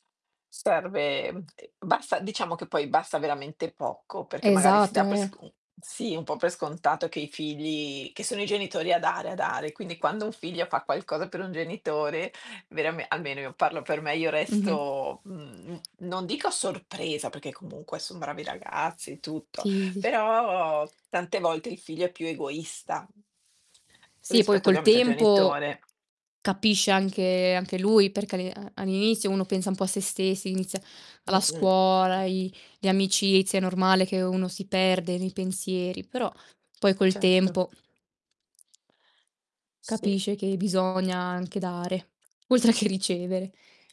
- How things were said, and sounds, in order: distorted speech; tapping; static; "perché" said as "peché"; other background noise; laughing while speaking: "oltre"
- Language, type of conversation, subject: Italian, unstructured, Quali sono i piccoli piaceri che ti rendono felice?